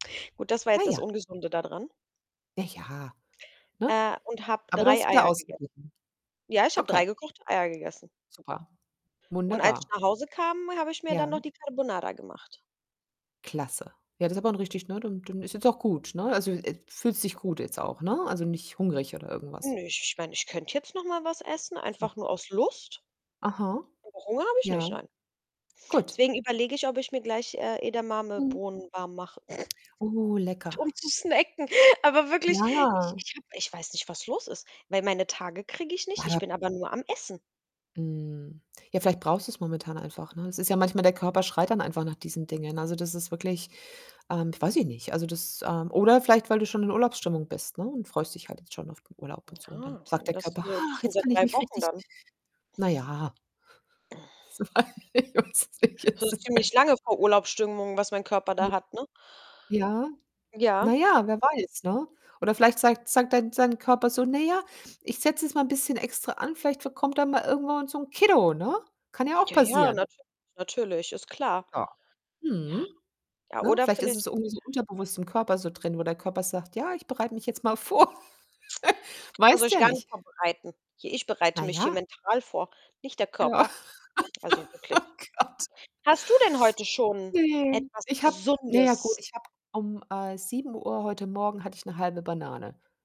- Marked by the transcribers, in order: static; distorted speech; other background noise; chuckle; unintelligible speech; laughing while speaking: "vor"; chuckle; laughing while speaking: "Ja. Oh Gott"; laugh
- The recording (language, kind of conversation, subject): German, unstructured, Wie findest du die richtige Balance zwischen gesunder Ernährung und Genuss?